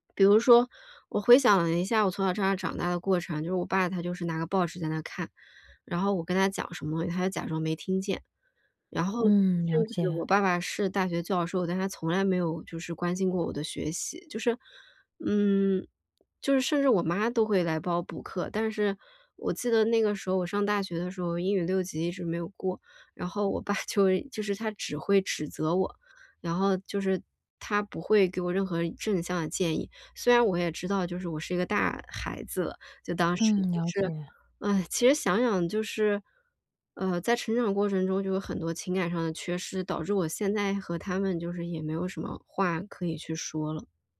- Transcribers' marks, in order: other background noise; laughing while speaking: "爸"
- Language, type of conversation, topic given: Chinese, advice, 我怎样在变化中保持心理韧性和自信？